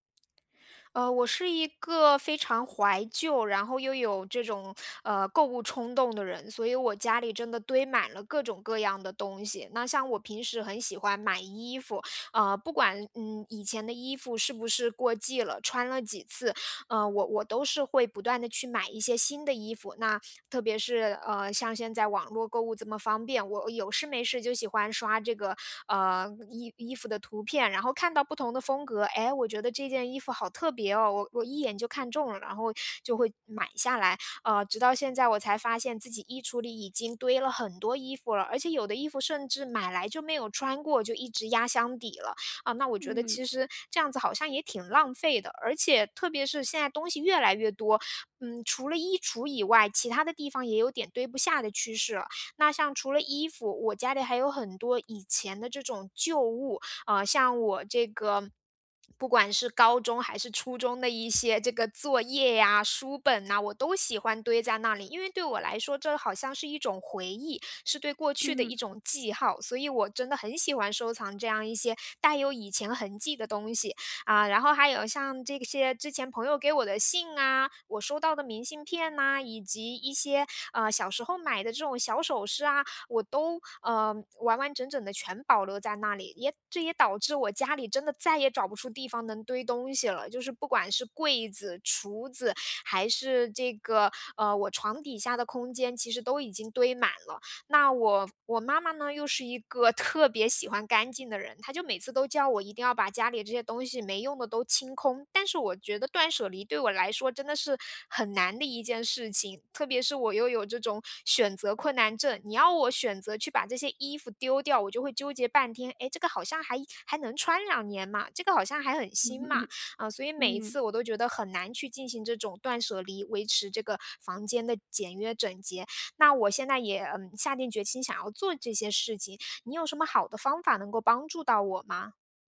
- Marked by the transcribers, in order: laugh
- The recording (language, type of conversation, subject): Chinese, advice, 怎样才能长期维持简约生活的习惯？